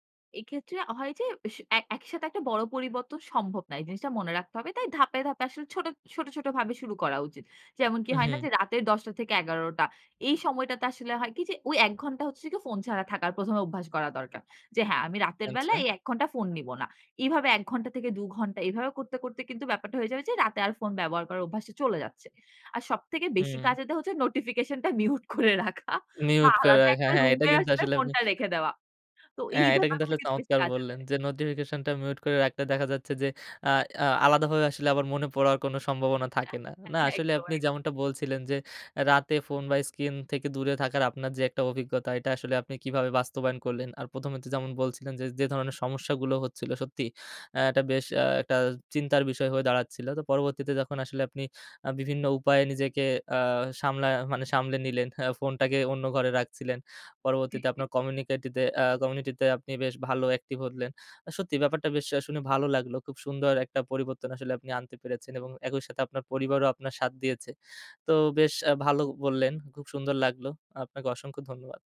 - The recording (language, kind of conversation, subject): Bengali, podcast, রাতে ফোনের পর্দা থেকে দূরে থাকতে আপনার কেমন লাগে?
- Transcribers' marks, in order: chuckle; other background noise